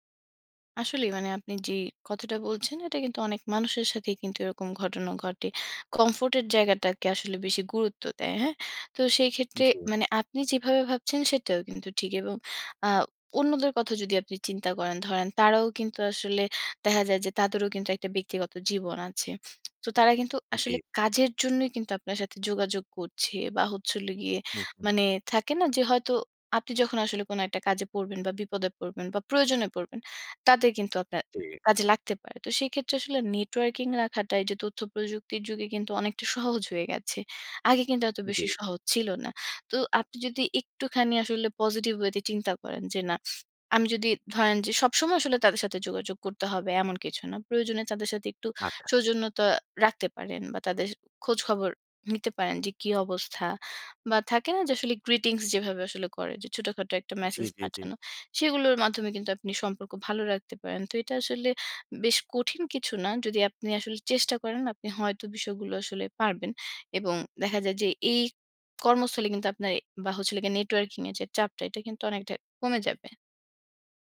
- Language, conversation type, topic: Bengali, advice, কর্মস্থলে মিশে যাওয়া ও নেটওয়ার্কিংয়ের চাপ কীভাবে সামলাব?
- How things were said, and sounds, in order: tapping; in English: "greetings"